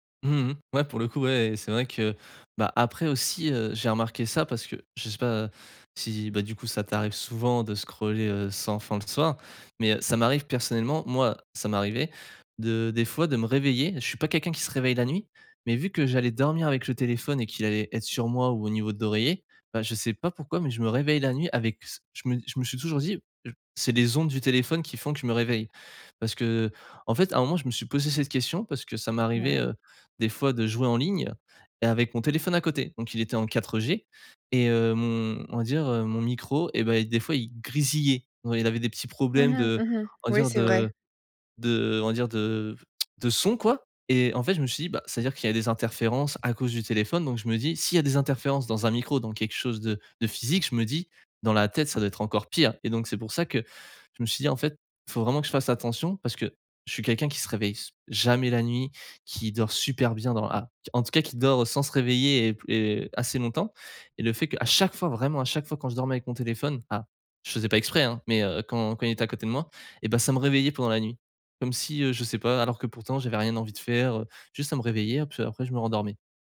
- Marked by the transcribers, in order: tsk; tapping; other noise
- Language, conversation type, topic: French, podcast, Comment éviter de scroller sans fin le soir ?